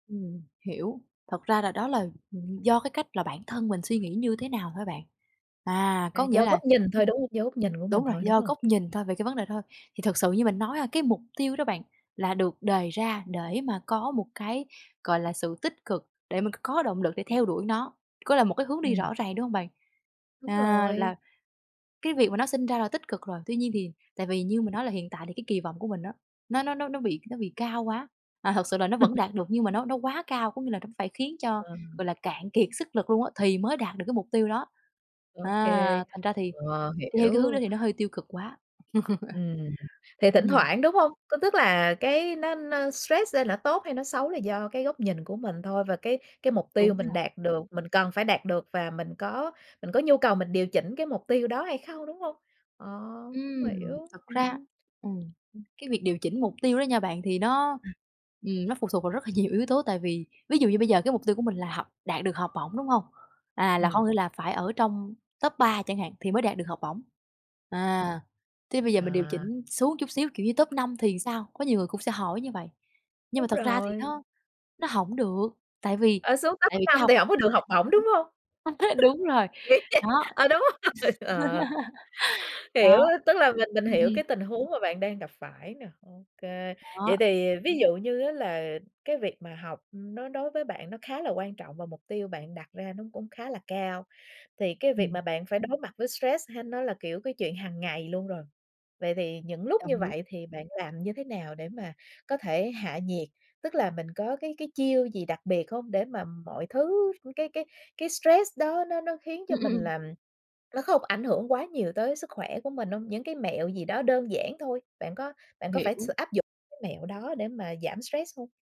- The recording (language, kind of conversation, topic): Vietnamese, podcast, Bạn đối phó với căng thẳng hằng ngày bằng cách nào?
- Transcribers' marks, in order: other background noise; tapping; laugh; laugh; laugh; laughing while speaking: "Nghĩ vậy ờ, đúng rồi"; unintelligible speech; chuckle; laugh; background speech